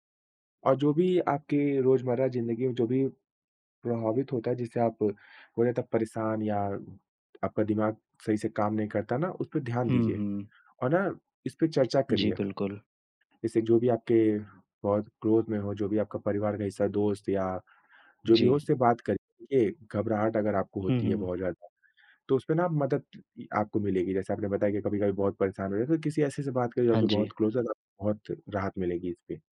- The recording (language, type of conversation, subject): Hindi, advice, सोने से पहले चिंता और विचारों का लगातार दौड़ना
- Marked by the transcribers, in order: in English: "क्लोज़"; in English: "क्लोज़"